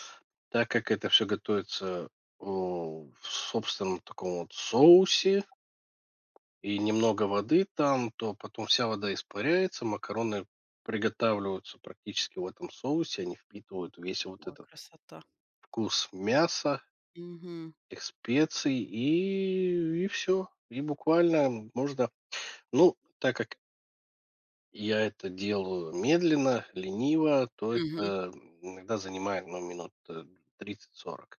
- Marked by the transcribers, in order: tapping; other background noise
- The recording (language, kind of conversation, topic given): Russian, podcast, Какие простые блюда ты обычно готовишь в будни?